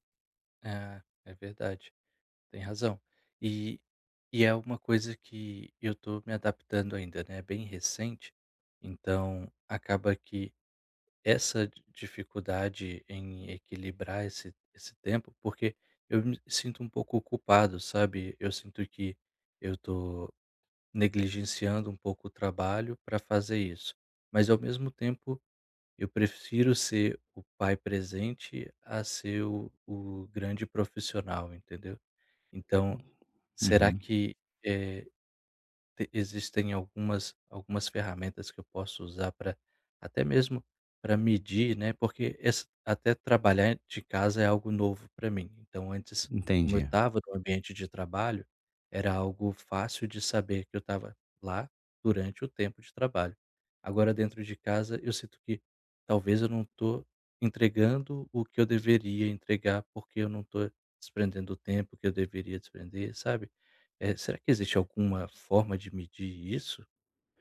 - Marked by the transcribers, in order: other background noise; tapping
- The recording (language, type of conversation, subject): Portuguese, advice, Como posso equilibrar melhor minhas responsabilidades e meu tempo livre?